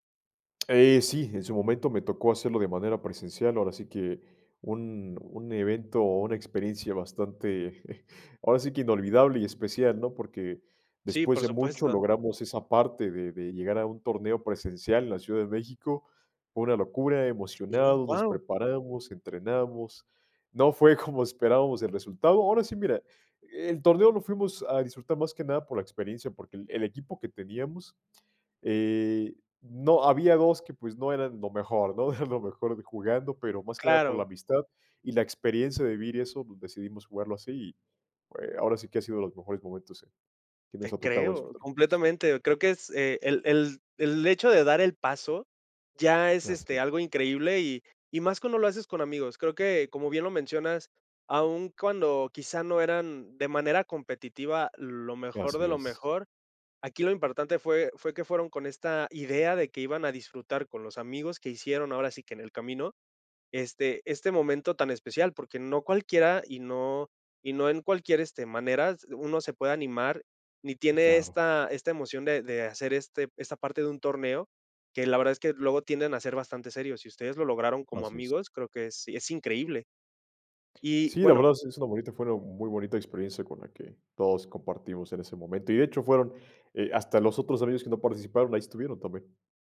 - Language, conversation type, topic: Spanish, podcast, ¿Cómo influye la tecnología en sentirte acompañado o aislado?
- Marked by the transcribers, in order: chuckle; laughing while speaking: "como"; laughing while speaking: "lo mejor"